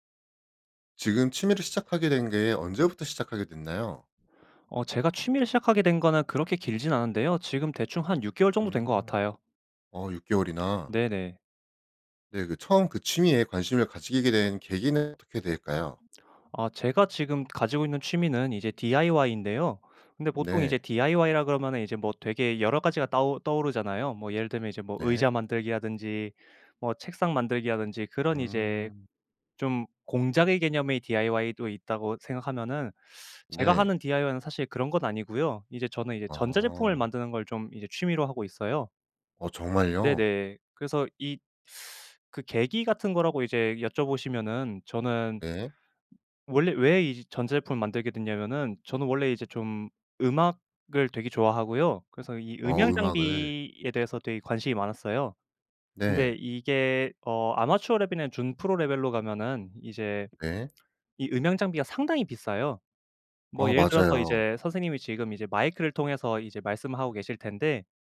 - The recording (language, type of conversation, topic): Korean, podcast, 취미를 오래 유지하는 비결이 있다면 뭐예요?
- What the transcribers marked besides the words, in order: other background noise